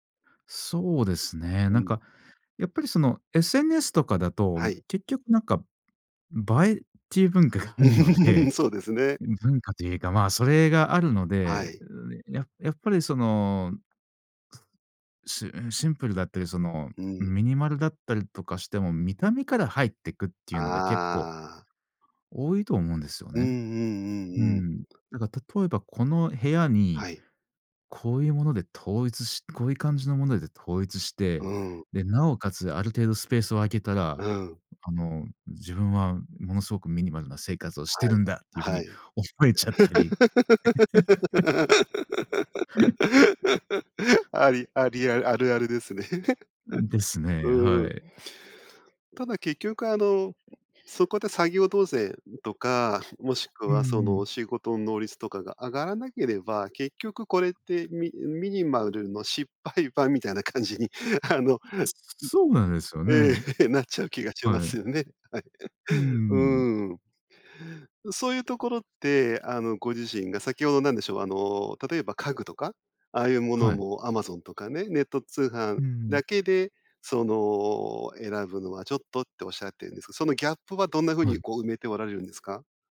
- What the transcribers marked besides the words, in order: laughing while speaking: "うん"; other background noise; laugh; laugh; tapping; laughing while speaking: "みたいな感じに、あの"; laughing while speaking: "ええ、なっちゃう気がしますよね。はい"
- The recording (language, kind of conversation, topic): Japanese, podcast, ミニマルと見せかけのシンプルの違いは何ですか？